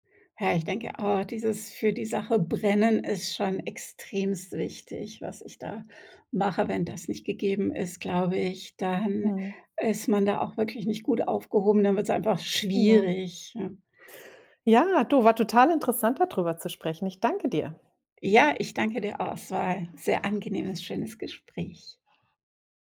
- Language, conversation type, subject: German, podcast, Welchen Rat würdest du Anfängerinnen und Anfängern geben, die gerade erst anfangen wollen?
- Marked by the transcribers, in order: none